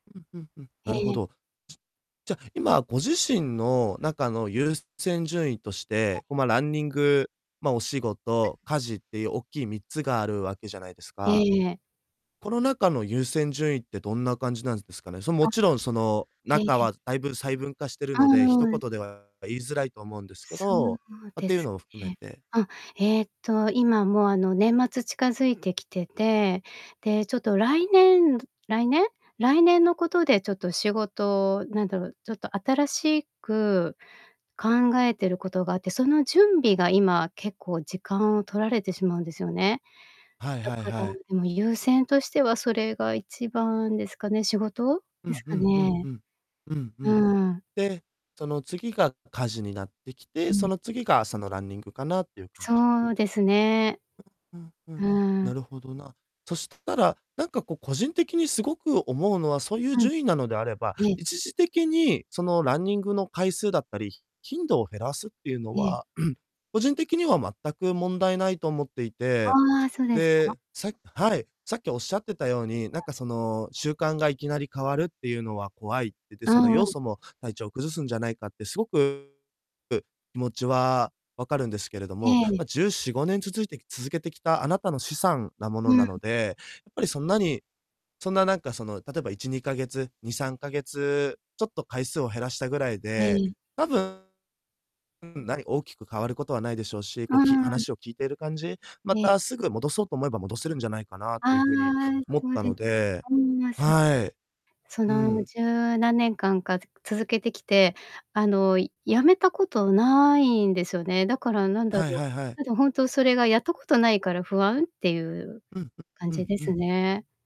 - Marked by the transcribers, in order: unintelligible speech; distorted speech; throat clearing
- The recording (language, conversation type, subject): Japanese, advice, 運動をしてもストレスが解消されず、かえってフラストレーションが溜まってしまうのはなぜですか？